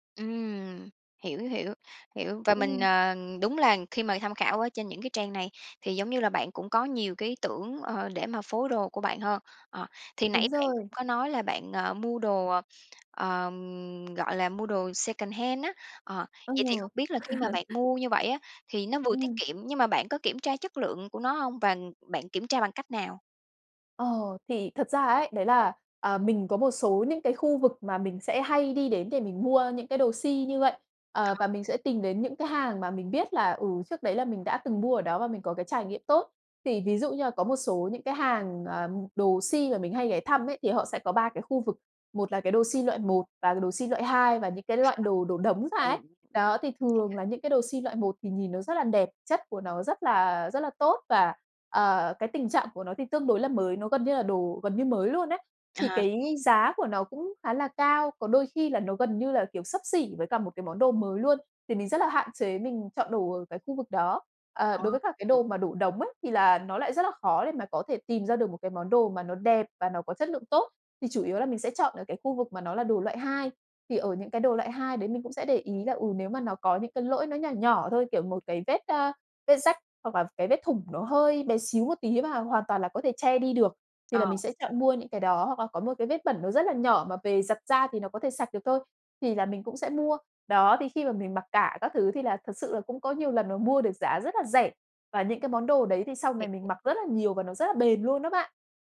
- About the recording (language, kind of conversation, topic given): Vietnamese, podcast, Bạn có bí quyết nào để mặc đẹp mà vẫn tiết kiệm trong điều kiện ngân sách hạn chế không?
- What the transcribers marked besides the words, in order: tapping; in English: "secondhand"; chuckle; unintelligible speech; other background noise; unintelligible speech